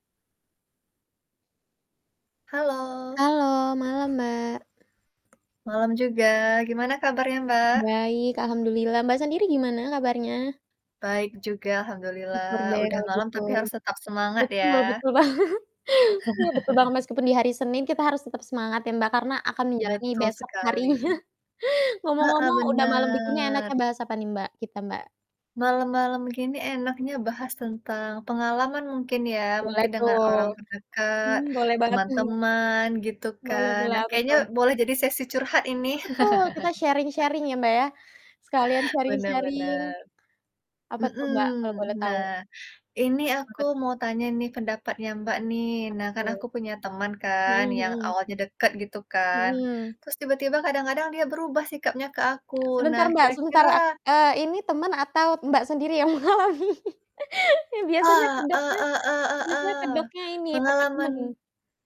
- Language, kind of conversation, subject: Indonesian, unstructured, Apakah kamu percaya bahwa seseorang bisa berubah?
- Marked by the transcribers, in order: tapping; other animal sound; other background noise; mechanical hum; static; laughing while speaking: "banget"; chuckle; laughing while speaking: "harinya"; background speech; drawn out: "benar"; distorted speech; in English: "sharing-sharing"; chuckle; in English: "sharing-sharing"; laughing while speaking: "mengalami?"